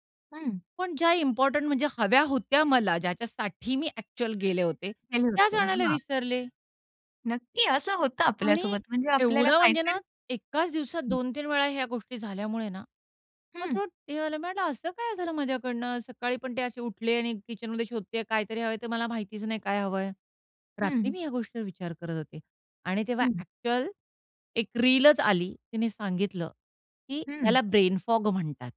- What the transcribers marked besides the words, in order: tapping; other background noise; unintelligible speech; in English: "ब्रेन फॉग"
- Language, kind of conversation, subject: Marathi, podcast, डिजिटल डीटॉक्स कधी आणि कसा करतोस?